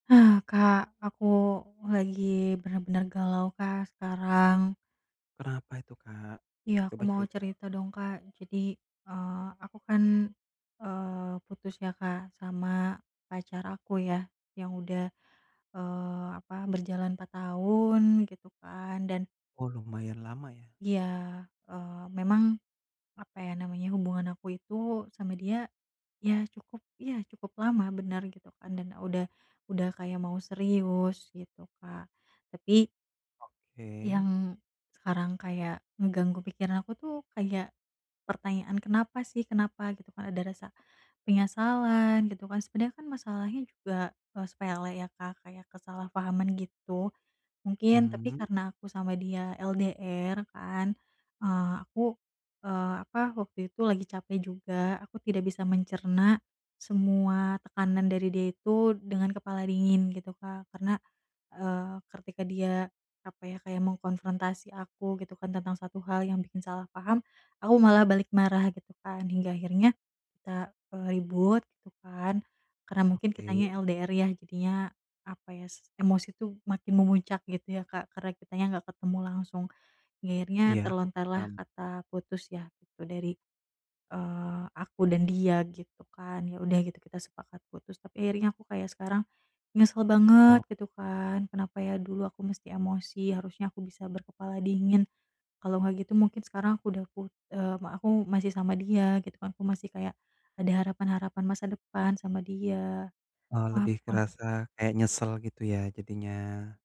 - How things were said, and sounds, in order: other background noise; unintelligible speech
- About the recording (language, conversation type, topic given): Indonesian, advice, Bagaimana cara mengatasi penyesalan dan rasa bersalah setelah putus?